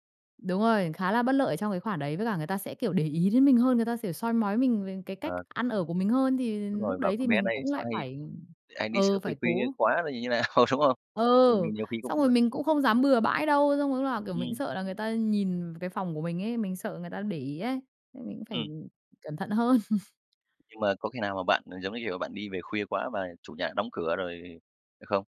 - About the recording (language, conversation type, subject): Vietnamese, podcast, Lần đầu bạn sống một mình đã thay đổi bạn như thế nào?
- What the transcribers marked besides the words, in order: "kiểu" said as "siểu"; tapping; other noise; laughing while speaking: "nào?"; laughing while speaking: "hơn"